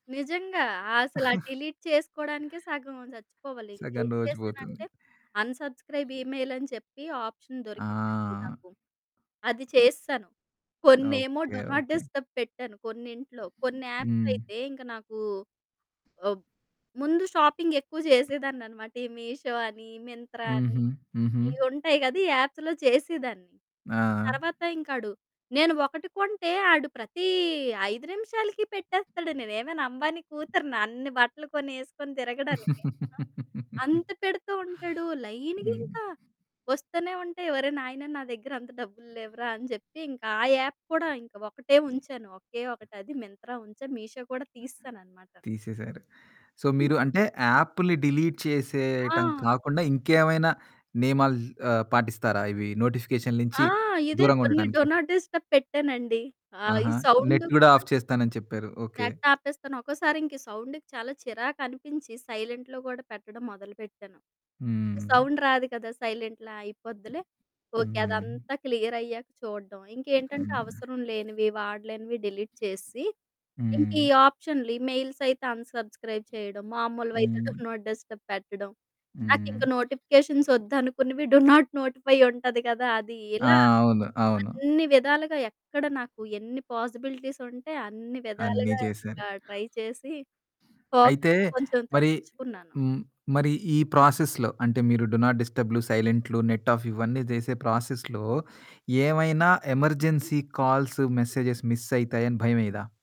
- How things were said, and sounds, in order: other background noise; chuckle; in English: "డిలీట్"; in English: "అన్సబ్స్క్రైబ్ ఈమెయిల్"; in English: "ఆప్షన్"; in English: "డు నాట్ డిస్టర్బ్"; in English: "యాప్స్"; in English: "షాపింగ్"; in English: "యాప్స్‌లో"; laugh; in English: "లైన్‌గా"; in English: "యాప్"; in English: "సో"; in English: "డిలీట్"; in English: "నోటిఫికేషన్"; static; in English: "డు నాట్ డిస్టర్బ్"; in English: "నెట్"; in English: "సౌండ్"; distorted speech; in English: "ఆఫ్"; in English: "నెట్"; in English: "సౌండ్‌కి"; in English: "సైలెంట్‌లో"; in English: "సౌండ్"; in English: "సైలెంట్‌లో"; in English: "క్లియర్"; in English: "డిలీట్"; in English: "ఈమెయిల్స్"; in English: "అన్సబ్స్క్రైబ్"; in English: "డు నాట్ డిస్టర్బ్"; in English: "నోటిఫికేషన్స్"; in English: "డు నాట్ నోటిఫై"; in English: "పాసిబిలిటీస్"; in English: "ట్రై"; in English: "ఫోకస్"; in English: "ప్రాసెస్‌లో"; in English: "డు నాట్"; in English: "నెట్ ఆఫ్"; in English: "ప్రాసెస్‌లో"; in English: "ఎమర్జెన్సీ కాల్స్, మెసేజెస్ మిస్"
- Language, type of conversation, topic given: Telugu, podcast, నోటిఫికేషన్లు మీ ఏకాగ్రతను ఎలా చెడగొడుతున్నాయి?